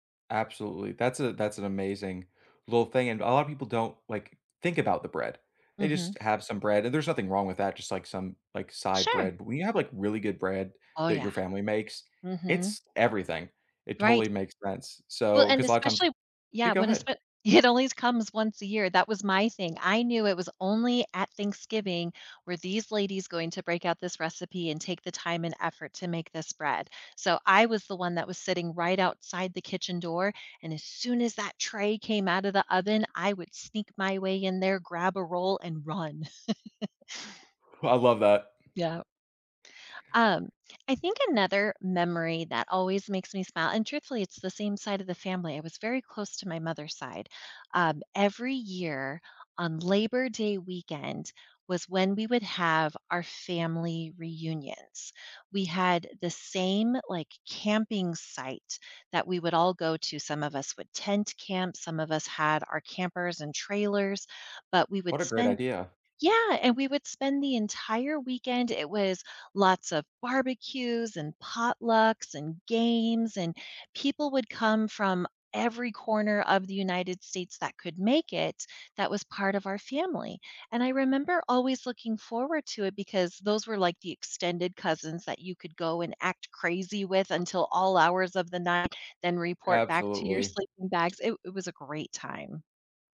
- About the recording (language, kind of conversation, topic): English, unstructured, What is a memory that always makes you think of someone you’ve lost?
- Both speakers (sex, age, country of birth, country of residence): female, 45-49, United States, United States; male, 30-34, United States, United States
- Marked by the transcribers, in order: laugh; other background noise